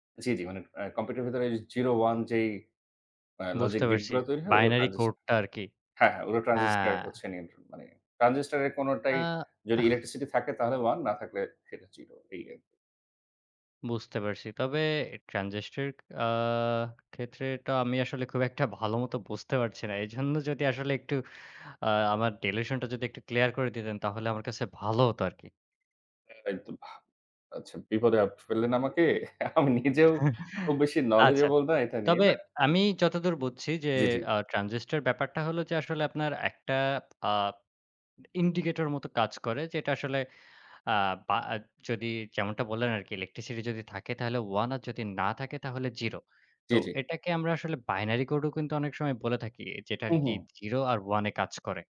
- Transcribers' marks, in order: in English: "delusion"; laughing while speaking: "আমি নিজেও খুব বেশি"; chuckle; in English: "knowledgeable"
- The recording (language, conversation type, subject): Bengali, unstructured, তোমার মতে, মানব ইতিহাসের সবচেয়ে বড় আবিষ্কার কোনটি?